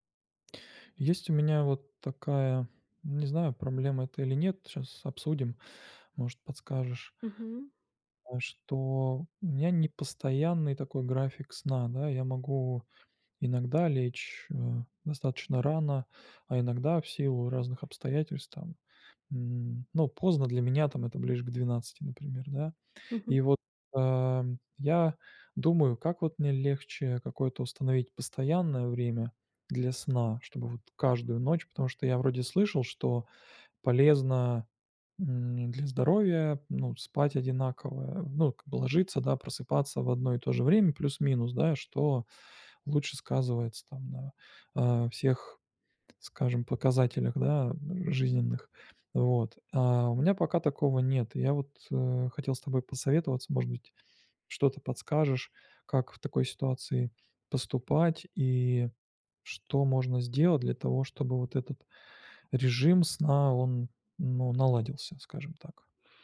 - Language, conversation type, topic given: Russian, advice, Как мне проще выработать стабильный режим сна?
- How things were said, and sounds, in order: none